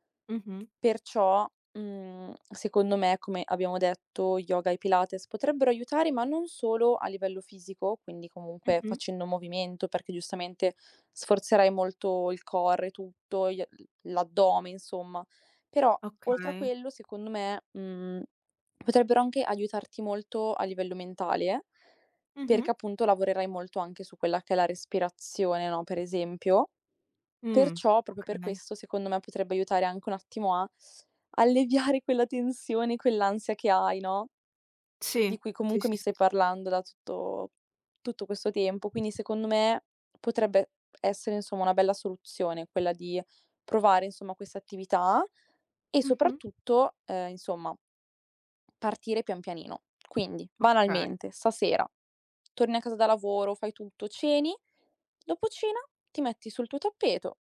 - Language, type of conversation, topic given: Italian, advice, Come posso fare esercizio senza rischiare di peggiorare il mio dolore cronico?
- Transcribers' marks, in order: tapping; in English: "core"; "proprio" said as "propio"; other background noise